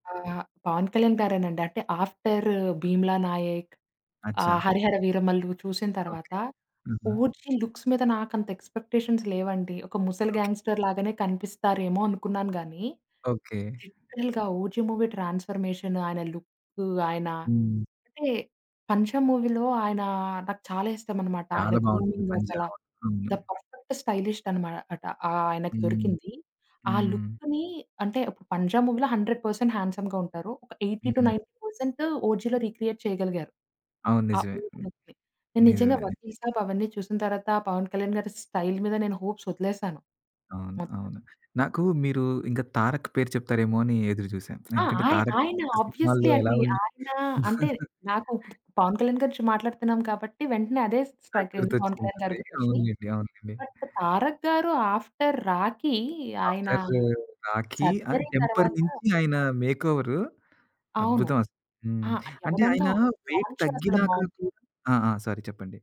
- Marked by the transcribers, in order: in English: "ఆఫ్టర్"; in English: "లుక్స్"; in English: "ఎక్స్‌పెక్టేషన్స్"; other background noise; in English: "గ్యాంగ్‌స్టర్"; in English: "లిటరల్‌గా"; in English: "మూవీ ట్రాన్స్ఫర్మేషన్"; in English: "మూవీలో"; in English: "గ్రూమింగ్"; in English: "ద పర్ఫెక్ట్ స్టైలిష్డ్"; in English: "లుక్‌ని"; in English: "మూవీలో హండ్రెడ్ పర్సెంట్ హ్యాండ్సమ్‌గా"; in English: "ఎయిటీ టూ నైన్టీ పర్సెంట్"; in English: "రీక్రియేట్"; unintelligible speech; other noise; in English: "స్టైల్"; in English: "హోప్స్"; in English: "ఆబ్వియస్లీ"; giggle; in English: "స్ట్రైక్"; in English: "బట్"; in English: "ఆఫ్టర్"; in English: "ఆఫ్టర్"; in English: "సర్జరీ"; in English: "మేకోవర్"; in English: "లాంచ్"; in English: "వెయిట్"; in English: "సారీ"
- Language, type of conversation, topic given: Telugu, podcast, హాలీవుడ్ లేదా బాలీవుడ్‌లో మీకు శైలి పరంగా ఎక్కువగా నచ్చే నటుడు లేదా నటి ఎవరు?